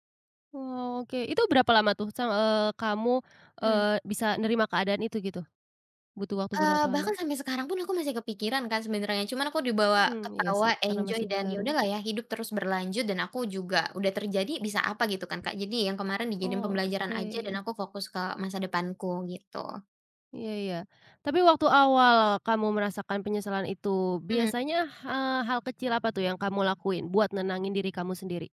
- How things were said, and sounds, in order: in English: "enjoy"; other street noise
- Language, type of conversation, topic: Indonesian, podcast, Apa yang biasanya kamu lakukan terlebih dahulu saat kamu sangat menyesal?